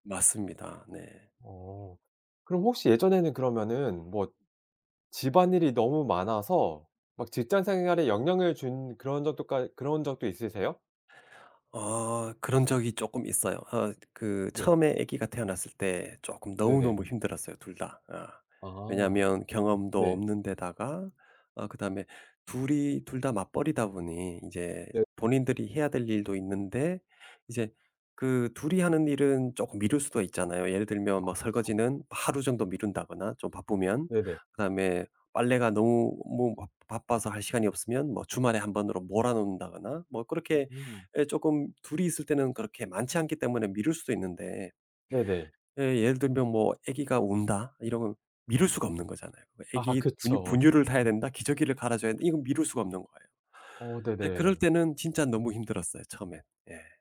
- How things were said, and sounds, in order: tapping
- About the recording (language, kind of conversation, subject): Korean, podcast, 집안일 분담은 보통 어떻게 정하시나요?